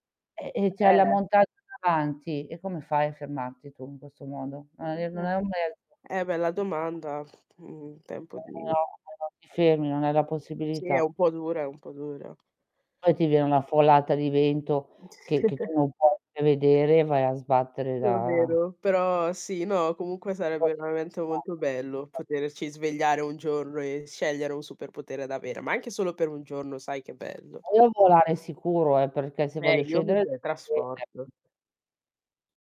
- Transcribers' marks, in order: distorted speech; background speech; other background noise; unintelligible speech; tapping; chuckle; "poterci" said as "potereci"; unintelligible speech; unintelligible speech
- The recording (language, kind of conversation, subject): Italian, unstructured, Cosa faresti se potessi scegliere un superpotere per un giorno?